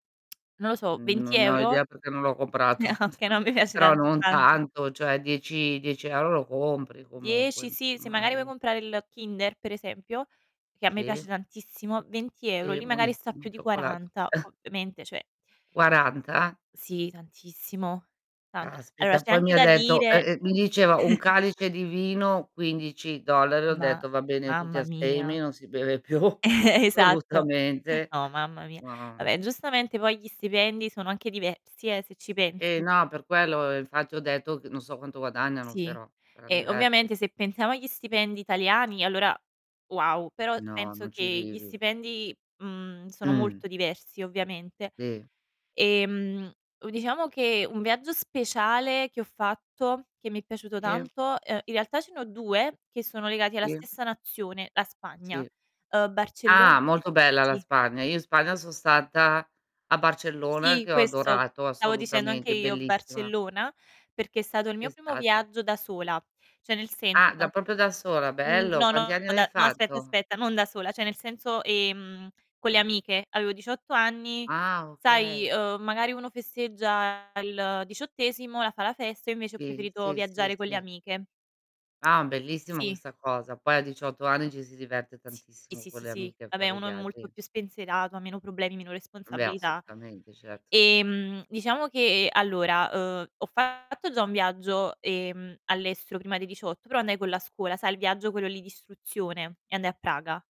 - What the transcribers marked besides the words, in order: chuckle; laughing while speaking: "Ah, okay, no, a me piace"; laughing while speaking: "comprato"; chuckle; chuckle; distorted speech; static; chuckle; tapping; chuckle; laughing while speaking: "più, assolutamente"; "proprio" said as "popio"; "avevi" said as "avei"
- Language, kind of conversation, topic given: Italian, unstructured, Qual è il viaggio più bello che hai mai fatto?